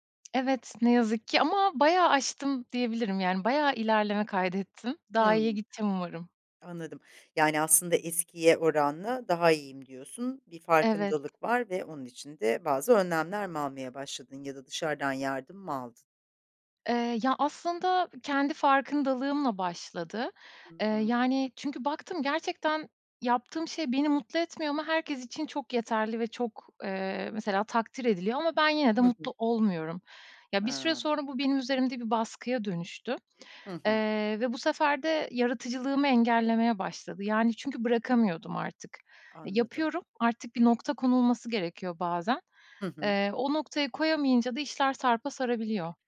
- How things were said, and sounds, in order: other background noise; tapping
- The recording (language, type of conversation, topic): Turkish, podcast, Stres ve tükenmişlikle nasıl başa çıkıyorsun?